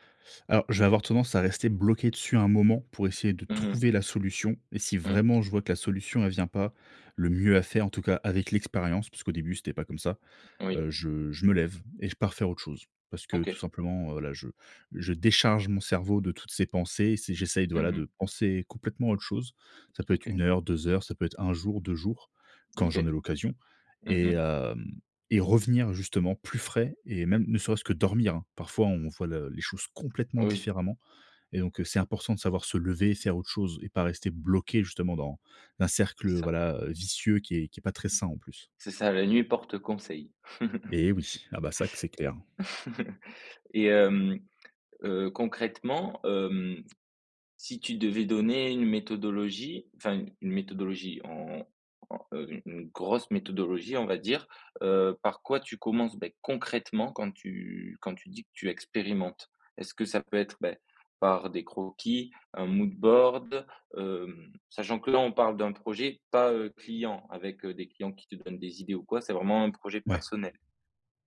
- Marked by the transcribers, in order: chuckle
- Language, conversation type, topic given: French, podcast, Processus d’exploration au démarrage d’un nouveau projet créatif